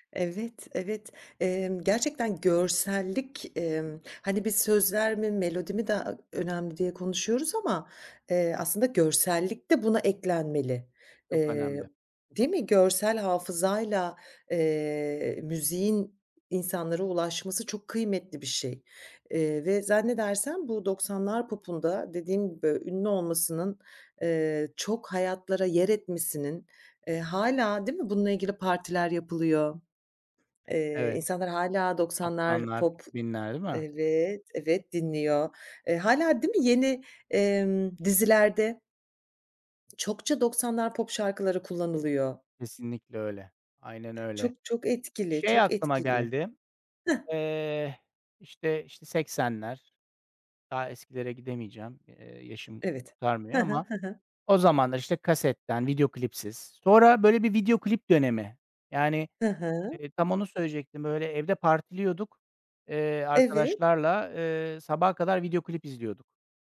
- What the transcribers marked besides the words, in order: none
- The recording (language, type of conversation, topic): Turkish, podcast, Sözler mi yoksa melodi mi hayatında daha önemli ve neden?